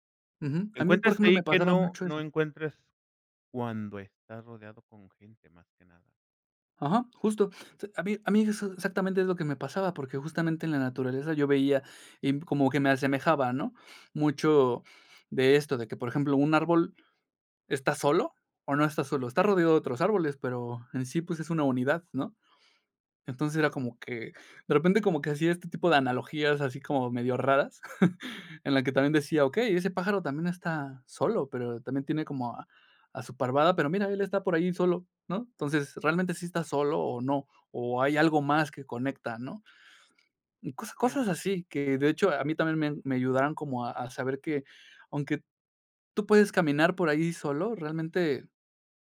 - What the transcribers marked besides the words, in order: other noise; chuckle; unintelligible speech
- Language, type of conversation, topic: Spanish, podcast, ¿De qué manera la soledad en la naturaleza te inspira?